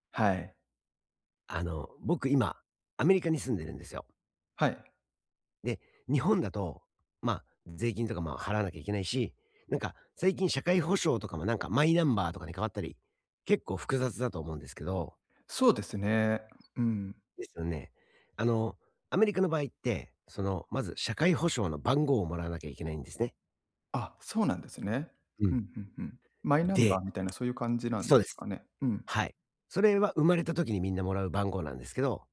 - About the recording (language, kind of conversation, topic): Japanese, advice, 税金と社会保障の申告手続きはどのように始めればよいですか？
- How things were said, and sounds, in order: tapping; other noise